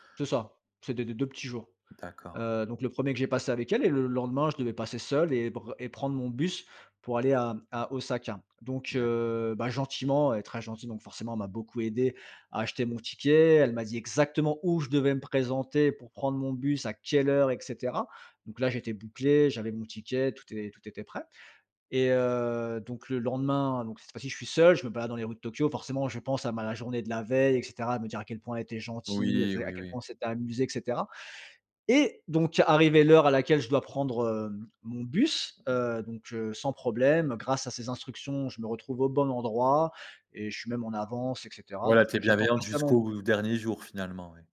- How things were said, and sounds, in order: other background noise; stressed: "où"; stressed: "seul"; stressed: "Et"
- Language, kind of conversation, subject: French, podcast, Peux-tu raconter une rencontre surprenante faite pendant un voyage ?